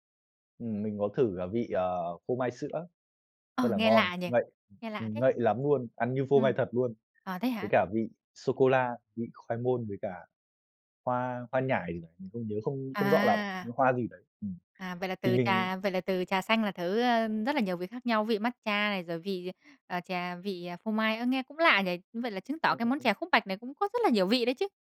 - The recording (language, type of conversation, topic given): Vietnamese, podcast, Bạn có thể kể về lần bạn thử một món ăn lạ và mê luôn không?
- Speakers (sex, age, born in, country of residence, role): female, 20-24, Vietnam, Vietnam, host; male, 20-24, Vietnam, Vietnam, guest
- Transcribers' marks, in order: tapping; unintelligible speech